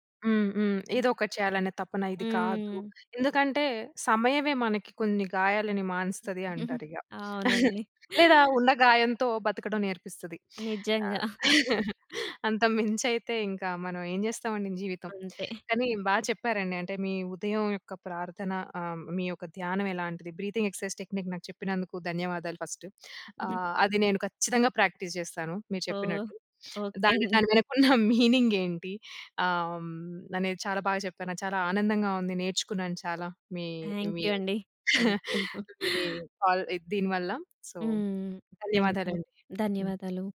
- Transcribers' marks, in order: other noise; giggle; tapping; chuckle; gasp; chuckle; chuckle; other background noise; chuckle; in English: "బ్రీతింగ్ ఎక్సర్సైజ్ టెక్నిక్"; in English: "ఫస్ట్"; giggle; stressed: "ఖచ్చితంగా"; in English: "ప్రాక్టీస్"; laughing while speaking: "మీనింగ్ ఏంటి"; in English: "మీనింగ్"; in English: "థ్యాంక్యూ"; in English: "థ్యాంక్యూ"; chuckle; in English: "కాల్"; in English: "సో"; in English: "థ్యాంక్యూ"
- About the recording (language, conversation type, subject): Telugu, podcast, మీరు ఉదయం లేచిన వెంటనే ధ్యానం లేదా ప్రార్థన చేస్తారా, ఎందుకు?